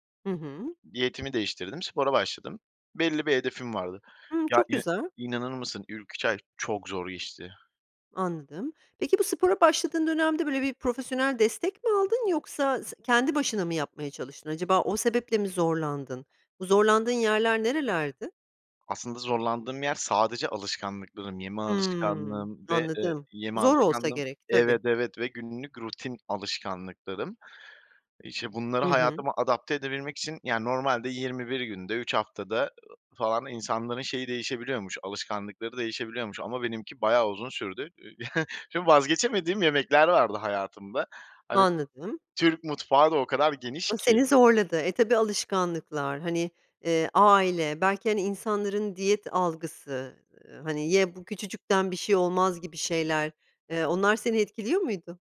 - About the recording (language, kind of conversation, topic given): Turkish, podcast, Sağlıklı beslenmeyi günlük hayatına nasıl entegre ediyorsun?
- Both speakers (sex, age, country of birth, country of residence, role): female, 45-49, Turkey, United States, host; male, 25-29, Turkey, Poland, guest
- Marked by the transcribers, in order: chuckle